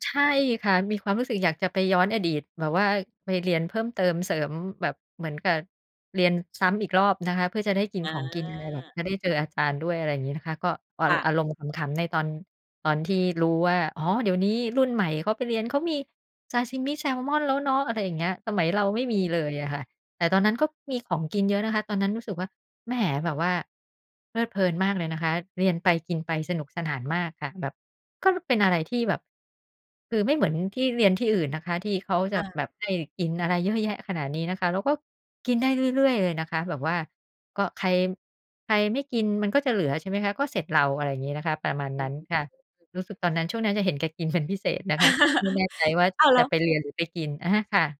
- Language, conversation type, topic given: Thai, podcast, เล่าเรื่องวันที่การเรียนทำให้คุณตื่นเต้นที่สุดได้ไหม?
- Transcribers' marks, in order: "ซาชิมิ" said as "ซาซิมิ"; unintelligible speech; laugh